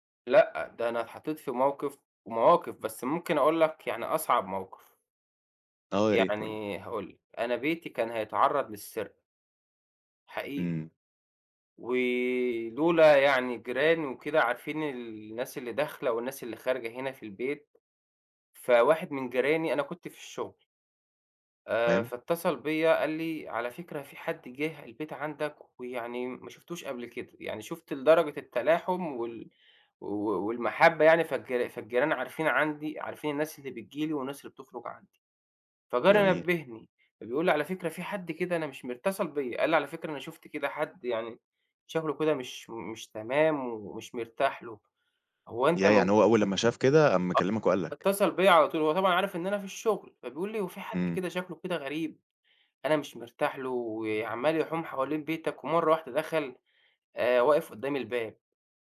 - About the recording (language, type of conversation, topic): Arabic, podcast, إزاي نبني جوّ أمان بين الجيران؟
- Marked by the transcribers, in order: tapping